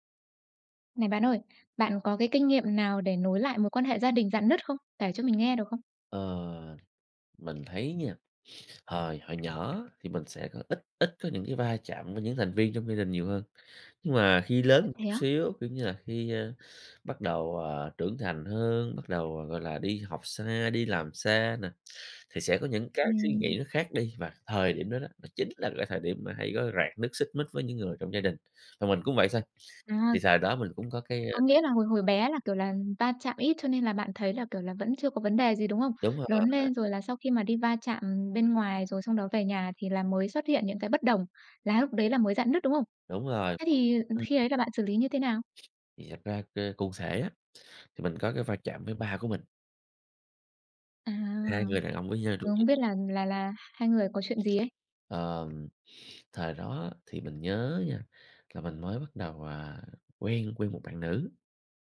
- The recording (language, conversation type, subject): Vietnamese, podcast, Bạn có kinh nghiệm nào về việc hàn gắn lại một mối quan hệ gia đình bị rạn nứt không?
- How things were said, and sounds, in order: tapping; sniff; other background noise; sniff